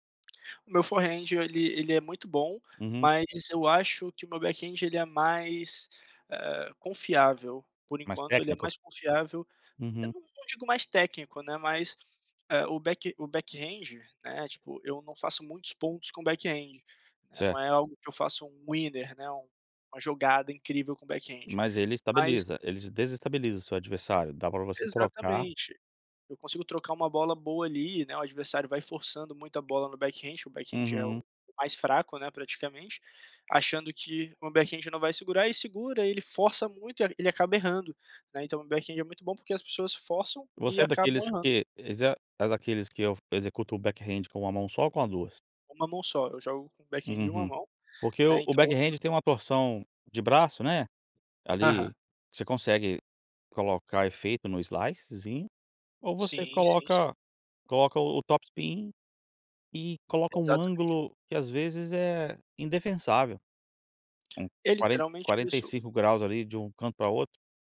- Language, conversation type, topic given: Portuguese, podcast, Como você supera bloqueios criativos nesse hobby?
- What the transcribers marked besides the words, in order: in English: "forehand"; in English: "backhand"; in English: "back"; in English: "backhand"; in English: "backhand"; in English: "winner"; in English: "backhand"; tapping; in English: "backhand"; in English: "backhand"; in English: "backhand"; in English: "backhand"; in English: "backhand"; in English: "backhand"; in English: "backhand"; in English: "topspin"